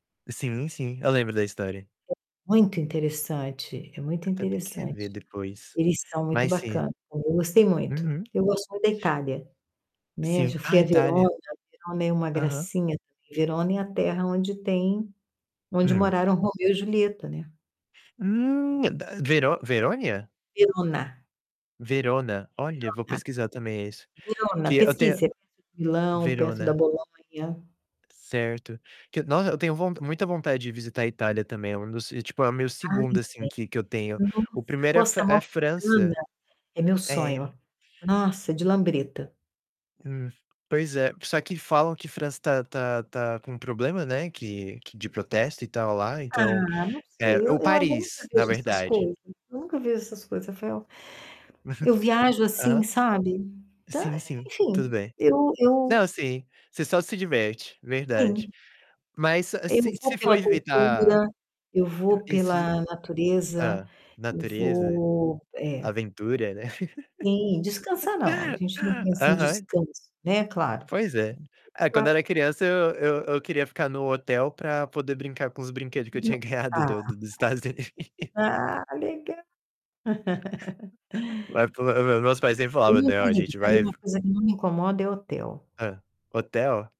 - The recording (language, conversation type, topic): Portuguese, unstructured, Como você escolhe seu destino de viagem?
- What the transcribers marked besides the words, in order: static; distorted speech; other background noise; unintelligible speech; tapping; unintelligible speech; chuckle; unintelligible speech; laugh; unintelligible speech; laughing while speaking: "ganhado do do do Estados Unidos"; laugh; unintelligible speech